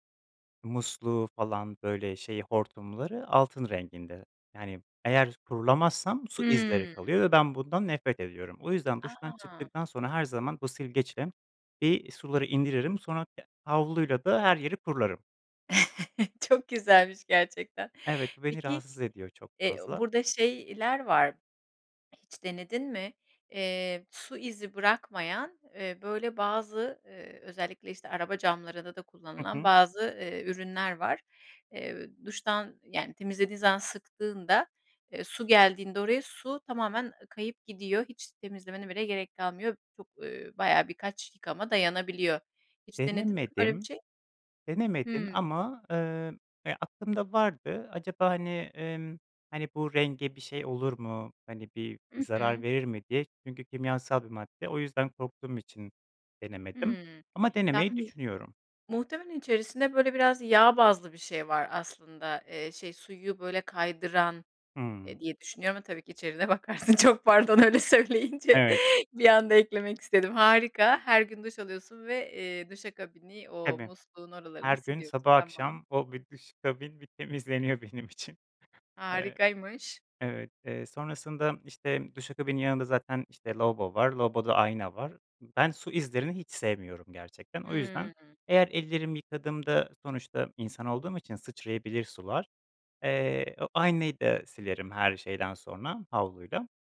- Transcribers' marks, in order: tapping; chuckle; laughing while speaking: "Çok güzelmiş gerçekten"; other background noise; swallow; laughing while speaking: "Çok pardon, öyle söyleyince bir anda eklemek istedim"; laughing while speaking: "bir duşa kabin bir temizleniyor benim için"; stressed: "hiç"; drawn out: "Hıı"
- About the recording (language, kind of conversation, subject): Turkish, podcast, Evde temizlik düzenini nasıl kurarsın?